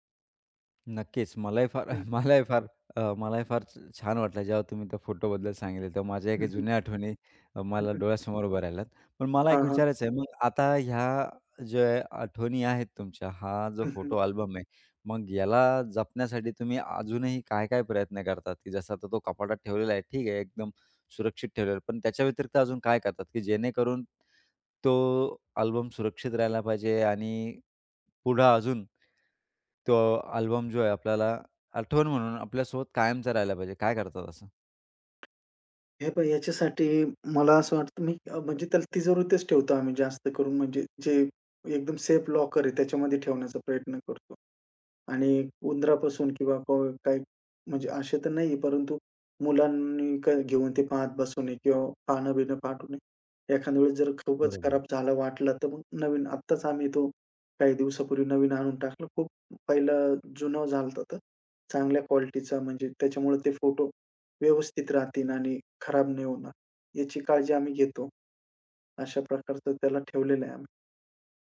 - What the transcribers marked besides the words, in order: tapping; chuckle; other background noise
- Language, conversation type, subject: Marathi, podcast, तुमच्या कपाटात सर्वात महत्त्वाच्या वस्तू कोणत्या आहेत?